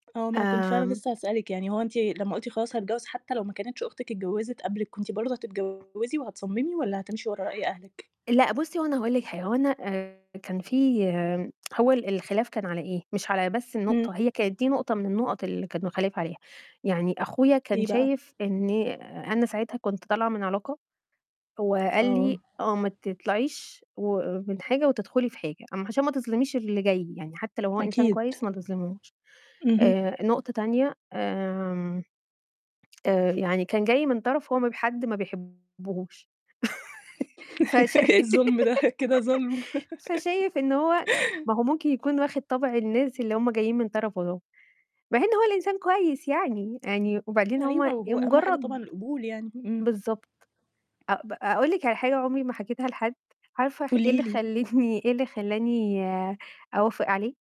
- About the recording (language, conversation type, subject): Arabic, podcast, إزاي الأصحاب والعيلة بيأثروا على قراراتك طويلة المدى؟
- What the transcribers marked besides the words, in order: tapping; distorted speech; in English: "آآ"; tsk; other background noise; laugh; laughing while speaking: "إيه الظُلم ده؟ كده ظُلم"; chuckle; laugh; tsk; laugh; laughing while speaking: "خلّتني"